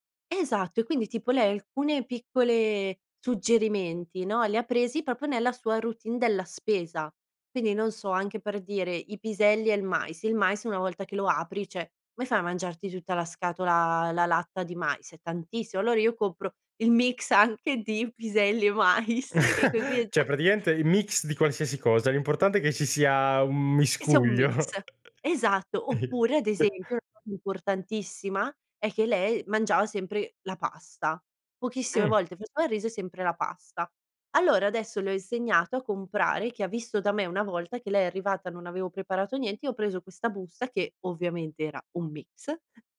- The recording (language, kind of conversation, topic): Italian, podcast, Come posso far convivere gusti diversi a tavola senza litigare?
- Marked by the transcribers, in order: "proprio" said as "popio"; other background noise; "cioè" said as "ceh"; chuckle; "Cioè" said as "ceh"; laughing while speaking: "mais"; laughing while speaking: "da"; laughing while speaking: "miscuglio"; unintelligible speech; chuckle; chuckle